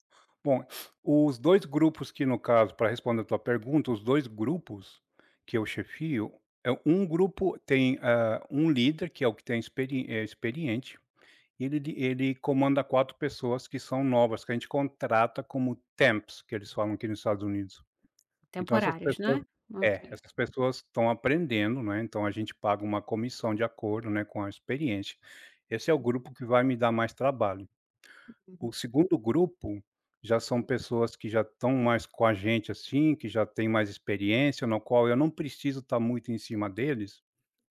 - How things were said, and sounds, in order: sniff; in English: "temps"; tapping; other noise
- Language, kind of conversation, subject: Portuguese, podcast, Você sente pressão para estar sempre disponível online e como lida com isso?